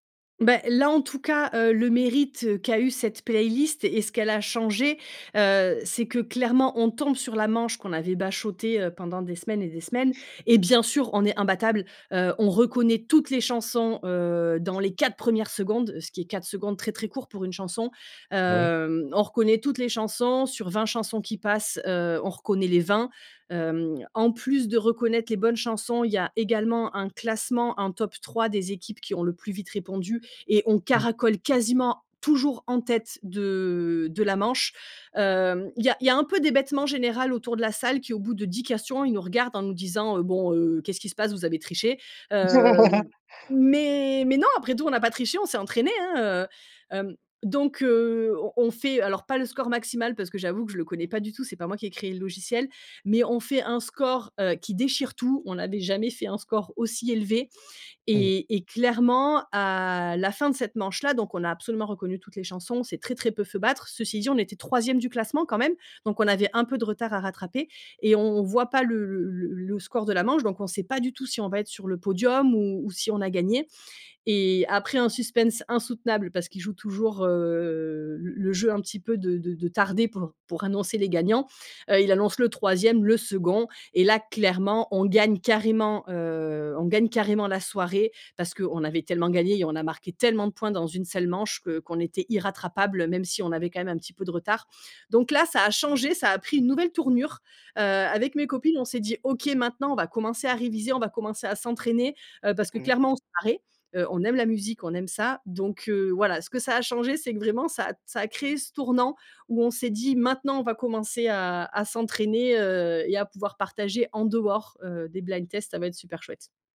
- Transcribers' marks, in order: other background noise; stressed: "toujours"; tapping; chuckle; drawn out: "heu"; stressed: "tellement"; unintelligible speech
- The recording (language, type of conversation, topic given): French, podcast, Raconte un moment où une playlist a tout changé pour un groupe d’amis ?